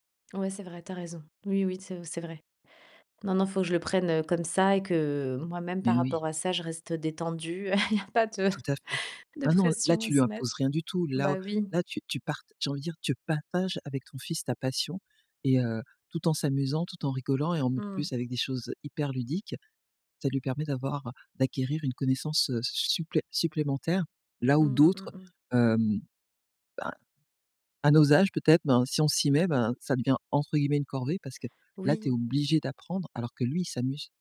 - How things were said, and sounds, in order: laugh; laughing while speaking: "Il y a pas"
- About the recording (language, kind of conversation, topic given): French, podcast, Comment les voyages et tes découvertes ont-ils influencé ton style ?